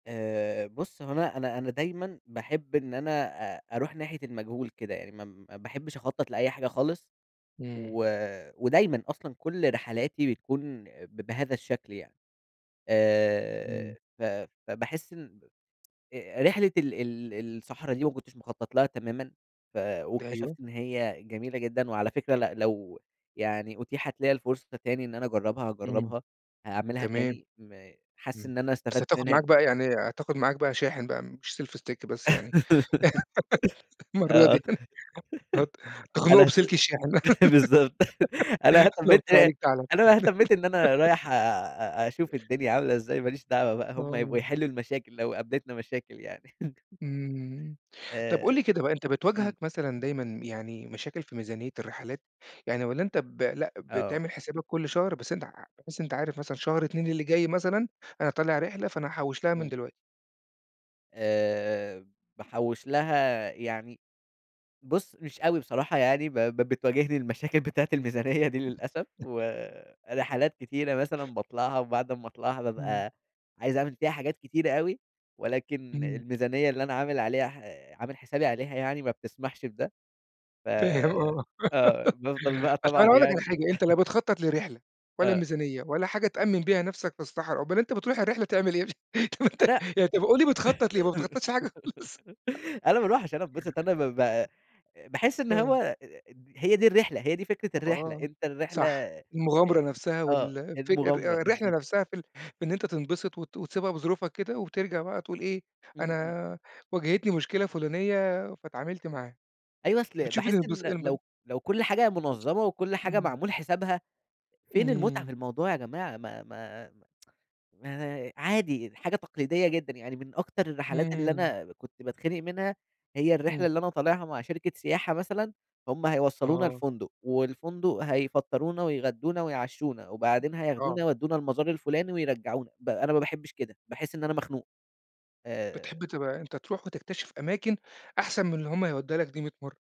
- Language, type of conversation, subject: Arabic, podcast, إزاي بتخطط لرحلة وتسيبها في نفس الوقت مفتوحة للاستكشاف؟
- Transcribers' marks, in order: tsk; laugh; in English: "Selfie stick"; laughing while speaking: "بالضبط"; chuckle; laugh; laughing while speaking: "المرّة دي يعني"; laugh; chuckle; laughing while speaking: "الميزانية دي"; unintelligible speech; laugh; chuckle; laugh; laughing while speaking: "طب أنت"; laugh; laughing while speaking: "حاجة خالص؟"; laugh; tapping; tsk; other background noise